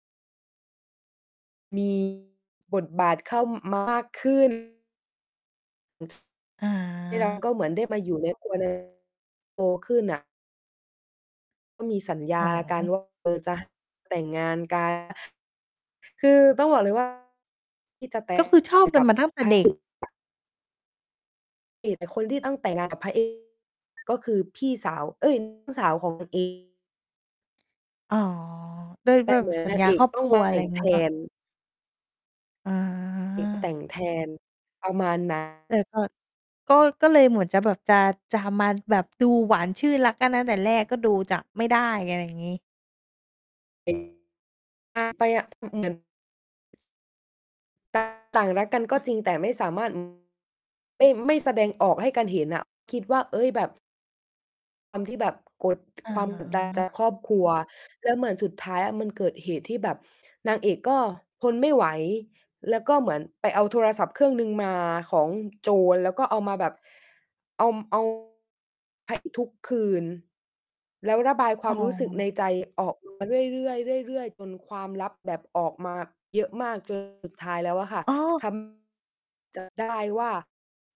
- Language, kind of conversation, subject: Thai, podcast, คุณชอบซีรีส์แนวไหนที่สุด และเพราะอะไร?
- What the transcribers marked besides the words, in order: distorted speech; mechanical hum; tapping; unintelligible speech